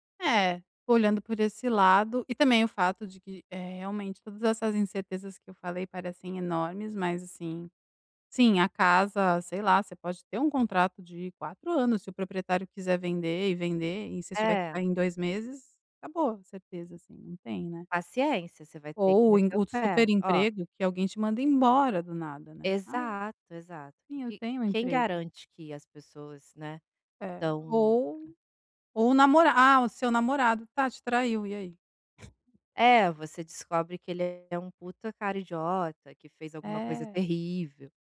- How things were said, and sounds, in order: tapping; chuckle
- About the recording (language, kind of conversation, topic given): Portuguese, advice, Como posso lidar melhor com a incerteza no dia a dia?